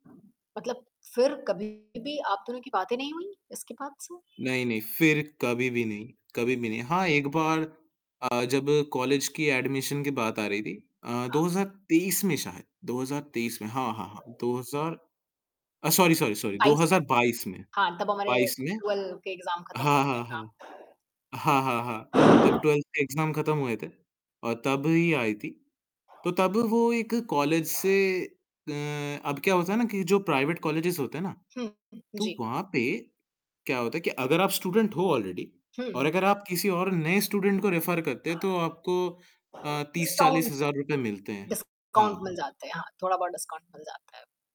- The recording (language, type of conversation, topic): Hindi, podcast, आपकी किसी एक दोस्ती की शुरुआत कैसे हुई और उससे जुड़ा कोई यादगार किस्सा क्या है?
- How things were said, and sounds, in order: static; other background noise; distorted speech; in English: "एडमिशन"; in English: "सॉरी सॉरी सॉरी"; in English: "ट्वेल्व"; in English: "एग्ज़ाम"; in English: "ट्वेल्थ"; in English: "एग्ज़ाम"; in English: "प्राइवेट कॉलेजेस"; in English: "स्टूडेंट"; in English: "ऑलरेडी"; in English: "स्टूडेंट"; in English: "रेफर"; in English: "डिस्काउंट डिस्काउंट"; in English: "डिस्काउंट"